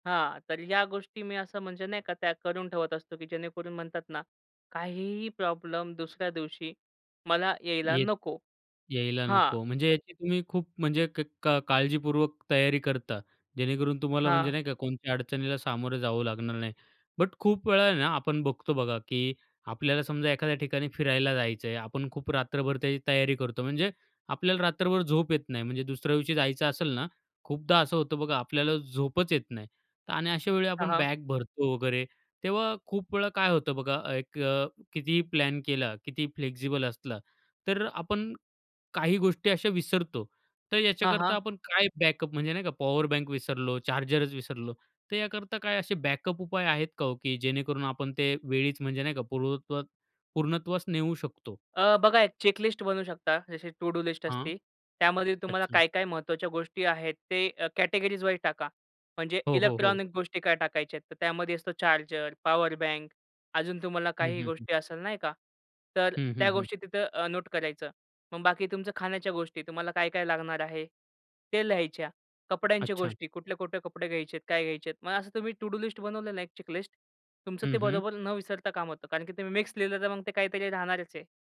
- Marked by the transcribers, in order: in English: "बट"; in English: "फ्लेक्सिबल"; in English: "बॅकअप"; in English: "बॅकअप"; in English: "चेकलिस्ट"; in English: "टु डू लिस्ट"; in English: "कॅटेगरीजवाईज"; in English: "नोट"; in English: "टु डू लिस्ट"; in English: "चेकलिस्ट"
- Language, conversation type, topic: Marathi, podcast, पुढच्या दिवसासाठी रात्री तुम्ही काय तयारी करता?